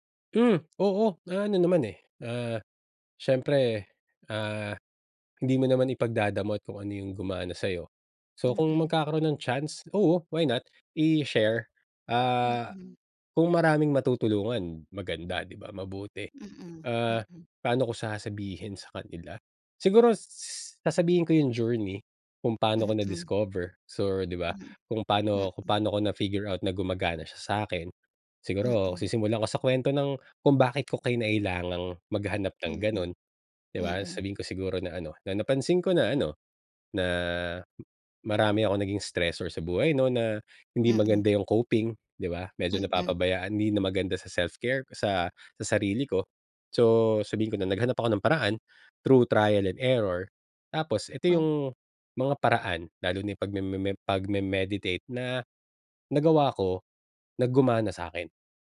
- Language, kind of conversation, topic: Filipino, podcast, Ano ang ginagawa mong self-care kahit sobrang busy?
- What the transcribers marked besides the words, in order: tapping; in English: "journey"; in English: "stressor"; in English: "coping"; in English: "self-care"; in English: "through trial and error"